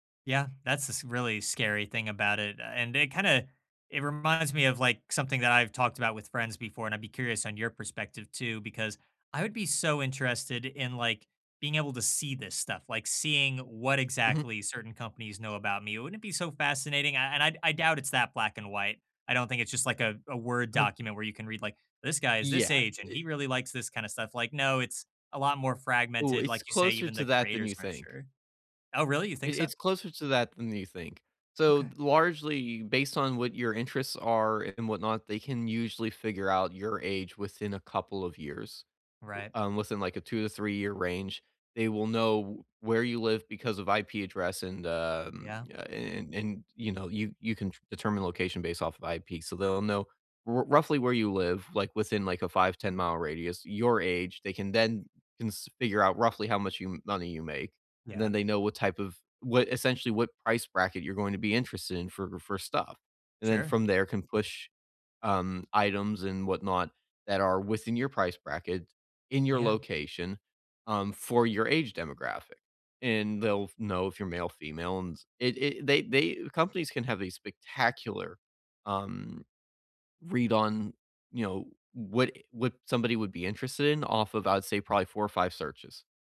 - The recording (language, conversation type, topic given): English, unstructured, How do you feel about ads tracking what you do online?
- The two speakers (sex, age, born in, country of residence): male, 20-24, United States, United States; male, 30-34, United States, United States
- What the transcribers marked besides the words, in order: none